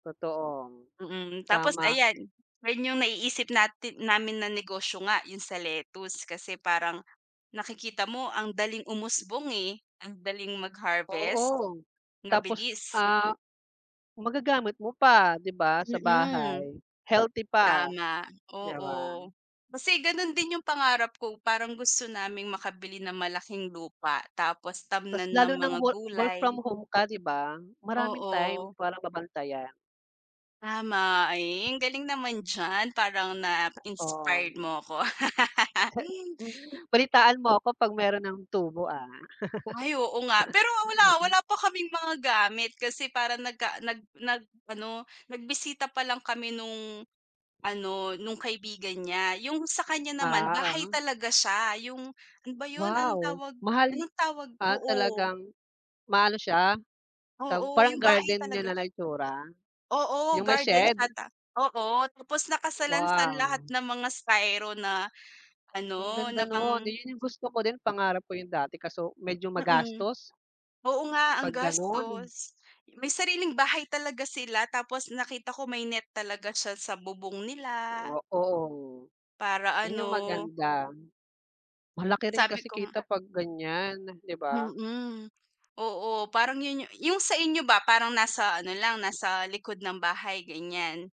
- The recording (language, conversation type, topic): Filipino, unstructured, Ano ang ginagawa mo araw-araw para maging masaya?
- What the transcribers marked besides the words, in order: other background noise; fan; laugh; laugh; background speech; tapping